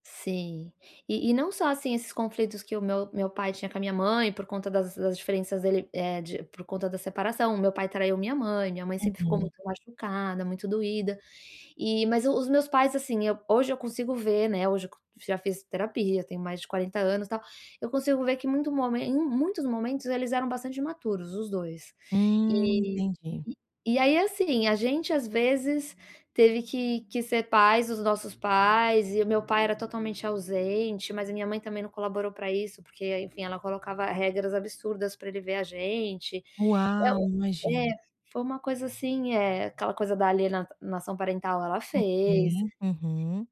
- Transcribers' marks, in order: none
- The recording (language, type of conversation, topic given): Portuguese, advice, Como posso melhorar a comunicação e reduzir as brigas entre meus irmãos em casa?